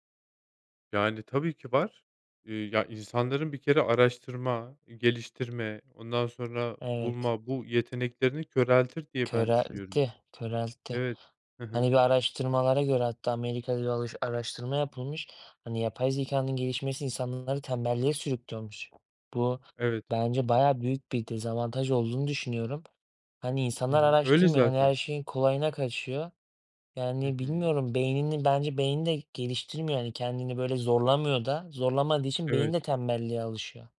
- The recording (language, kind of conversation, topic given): Turkish, unstructured, Teknoloji öğrenmeyi daha eğlenceli hâle getiriyor mu?
- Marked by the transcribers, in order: tapping